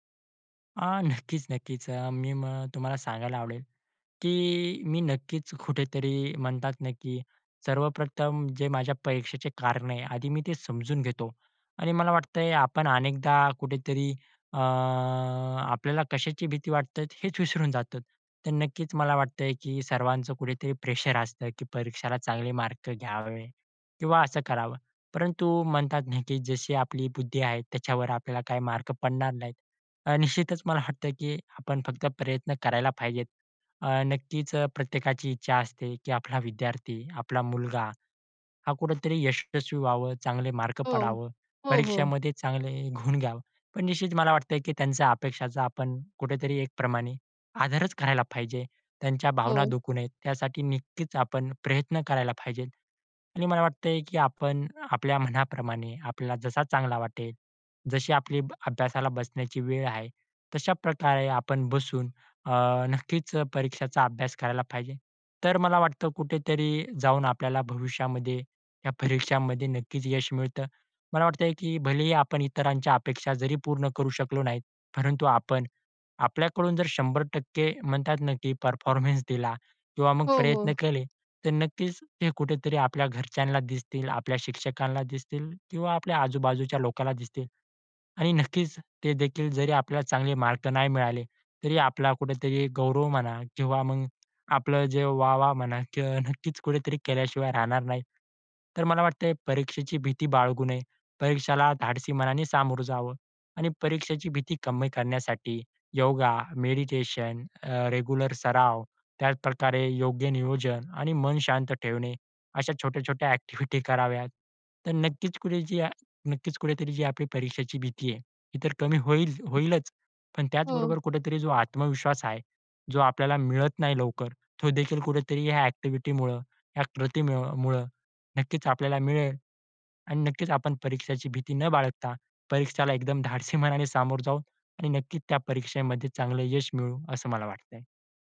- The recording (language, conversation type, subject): Marathi, podcast, परीक्षेची भीती कमी करण्यासाठी तुम्ही काय करता?
- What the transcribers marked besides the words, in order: laughing while speaking: "नक्कीच नक्कीच"; drawn out: "अ"; tapping; "नक्कीच" said as "निक्कीच"; in English: "परफॉर्मन्स"; in English: "रेग्युलर"